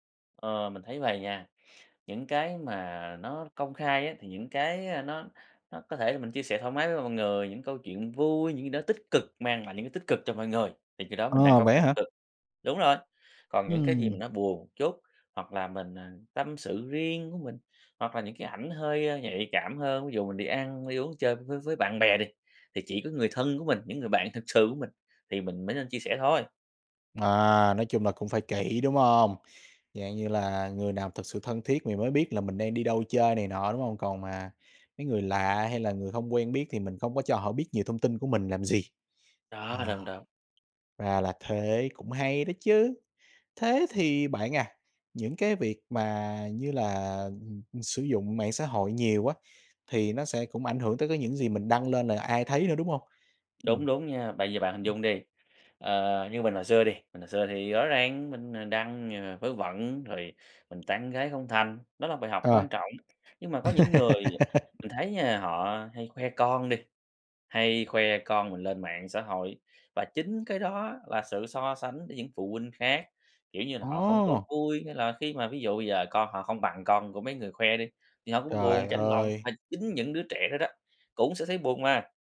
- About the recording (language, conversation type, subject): Vietnamese, podcast, Bạn chọn đăng gì công khai, đăng gì để riêng tư?
- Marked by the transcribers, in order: tapping; other background noise; laugh